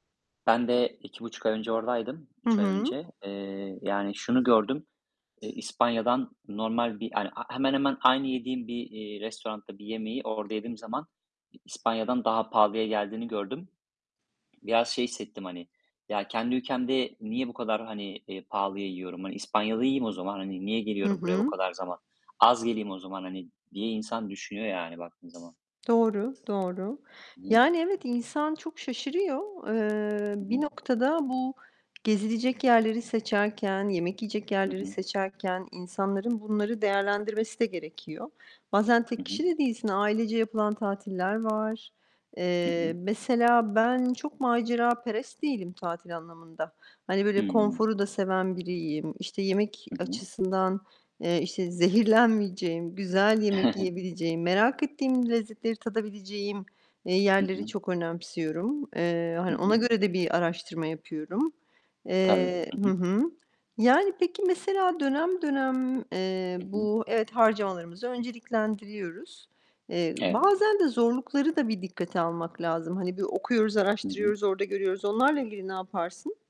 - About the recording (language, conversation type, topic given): Turkish, unstructured, Seyahat planlarken nelere dikkat edersin?
- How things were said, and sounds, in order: distorted speech; other background noise; unintelligible speech; chuckle; tapping